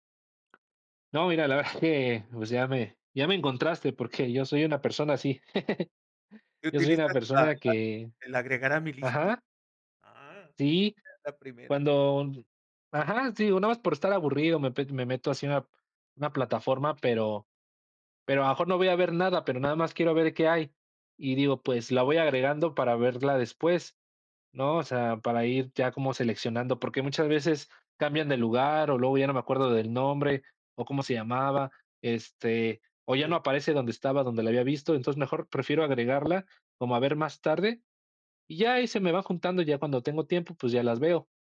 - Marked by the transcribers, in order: laughing while speaking: "que"; chuckle; tapping; other noise
- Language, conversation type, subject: Spanish, podcast, ¿Cómo eliges qué ver en plataformas de streaming?